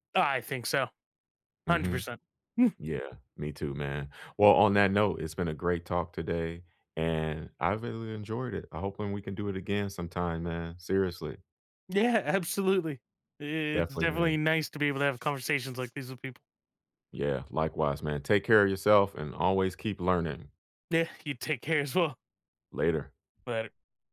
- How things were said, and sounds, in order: chuckle; laughing while speaking: "Yeah, absolutely"; tapping; laughing while speaking: "Yeah, you take care as well"
- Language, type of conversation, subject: English, unstructured, Should schools focus more on tests or real-life skills?